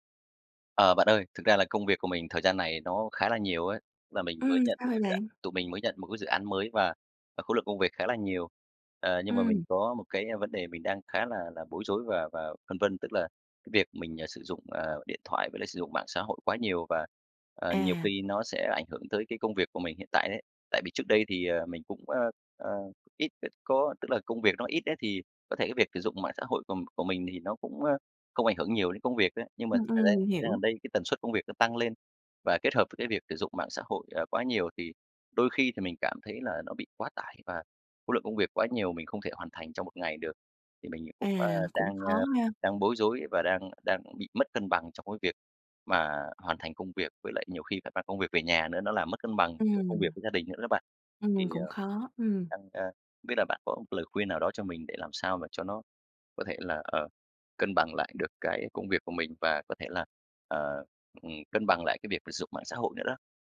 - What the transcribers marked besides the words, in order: tapping
- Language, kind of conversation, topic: Vietnamese, advice, Làm thế nào để bạn bớt dùng mạng xã hội để tập trung hoàn thành công việc?